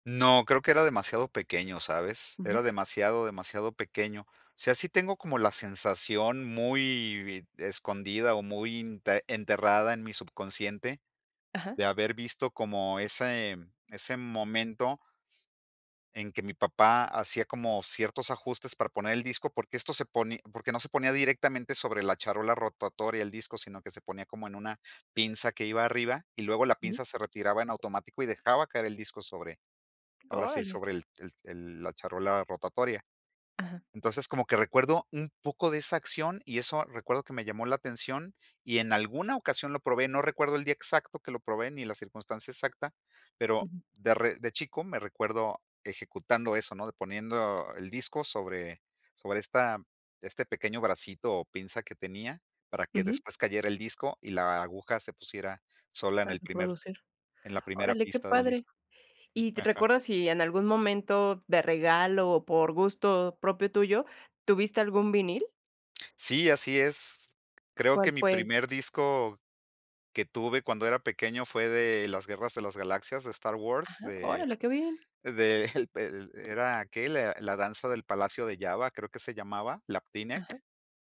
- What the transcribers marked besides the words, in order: laughing while speaking: "del"
- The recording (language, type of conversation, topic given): Spanish, podcast, ¿Qué te atrajo de la música cuando eras niño/a?